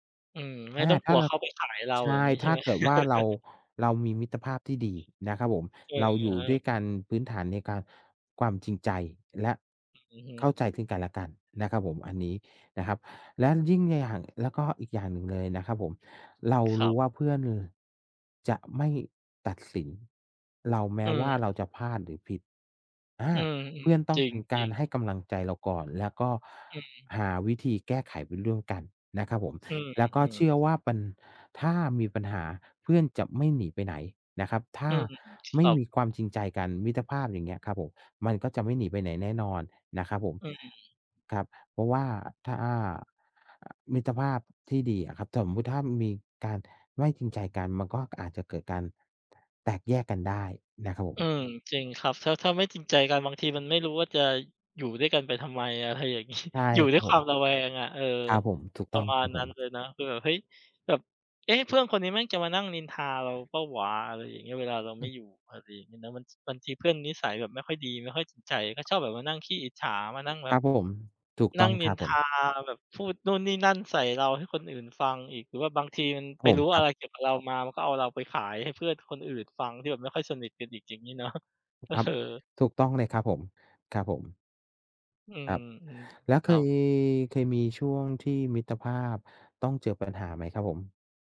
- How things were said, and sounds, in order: tapping; chuckle; other background noise; laughing while speaking: "งี้"; laughing while speaking: "เนาะ เออ"
- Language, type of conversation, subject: Thai, unstructured, คุณคิดว่าสิ่งใดสำคัญที่สุดในมิตรภาพ?
- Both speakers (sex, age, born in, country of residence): male, 35-39, Thailand, Thailand; male, 45-49, Thailand, Thailand